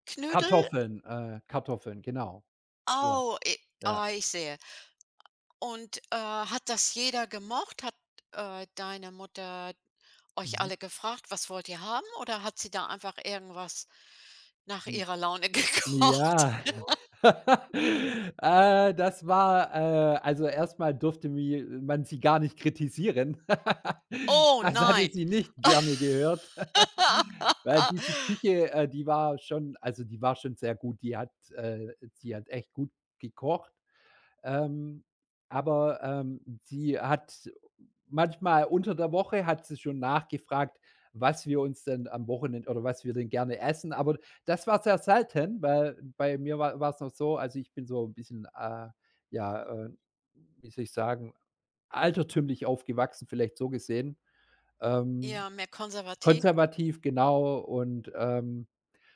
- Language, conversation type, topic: German, podcast, Welche Gerichte sind bei euch sonntags ein Muss?
- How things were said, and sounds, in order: other background noise; giggle; laughing while speaking: "gekocht?"; giggle; giggle; giggle; laugh